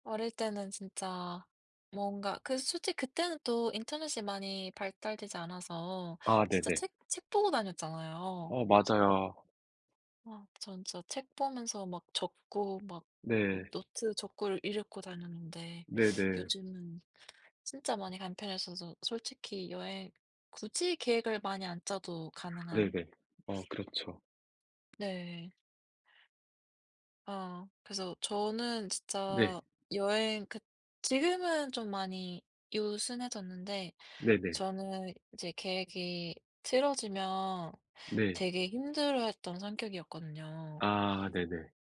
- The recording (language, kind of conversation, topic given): Korean, unstructured, 여행 계획이 완전히 망가진 적이 있나요?
- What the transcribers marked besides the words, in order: tapping; other background noise